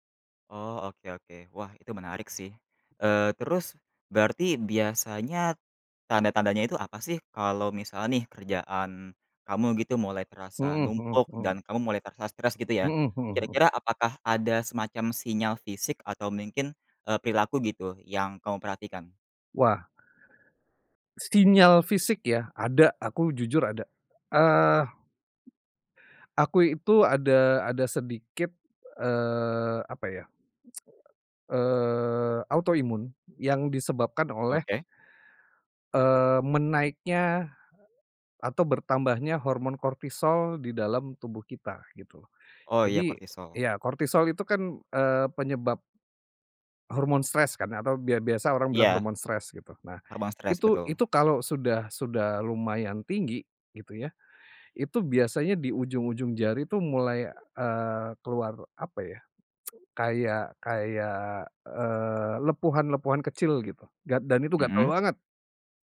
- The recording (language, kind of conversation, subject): Indonesian, podcast, Gimana cara kamu ngatur stres saat kerjaan lagi numpuk banget?
- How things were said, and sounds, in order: tapping; "mungkin" said as "mingkin"; other background noise; tsk; tsk